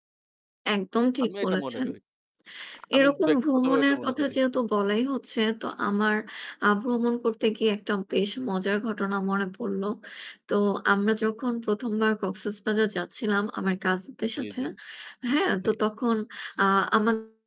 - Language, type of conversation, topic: Bengali, unstructured, ভ্রমণ কীভাবে তোমাকে সুখী করে তোলে?
- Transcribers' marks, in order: static; "আমি" said as "আমিন"; other background noise; other street noise; distorted speech